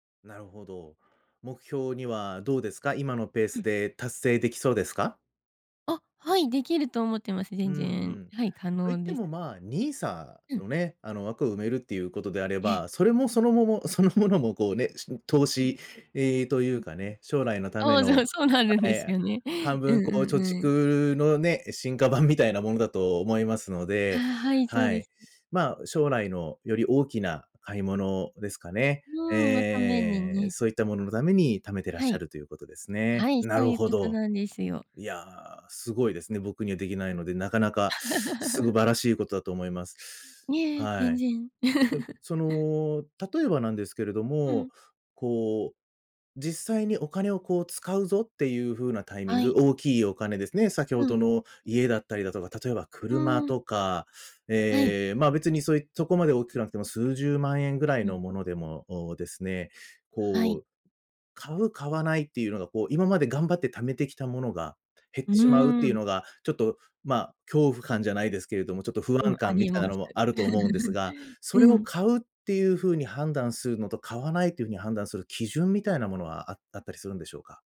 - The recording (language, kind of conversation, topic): Japanese, podcast, お金の使い方はどう決めていますか？
- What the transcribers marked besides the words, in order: laugh; other noise; laugh; laugh